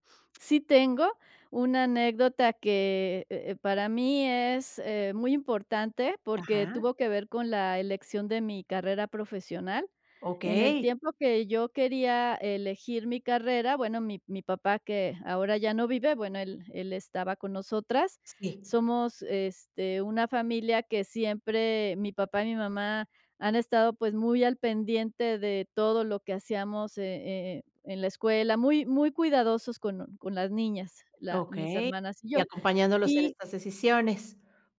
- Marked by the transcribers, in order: none
- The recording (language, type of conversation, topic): Spanish, podcast, ¿Qué plan salió mal y terminó cambiándote la vida?